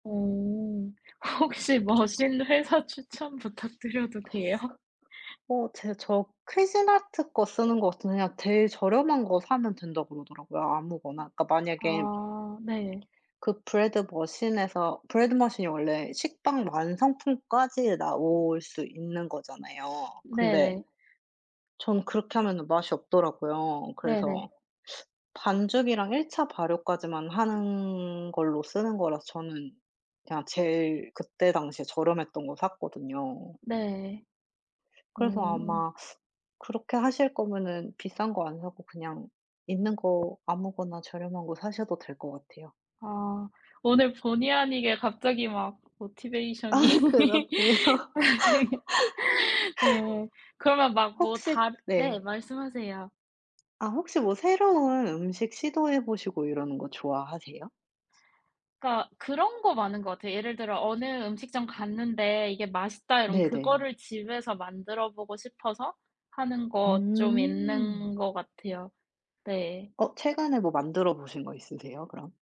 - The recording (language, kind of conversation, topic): Korean, unstructured, 가족과 함께 즐겨 먹는 음식은 무엇인가요?
- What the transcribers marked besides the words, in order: laughing while speaking: "혹시 머신 회사 추천 부탁드려도 돼요?"; tapping; other background noise; laughing while speaking: "모티베이션이"; laughing while speaking: "아 그러네요"; unintelligible speech; laugh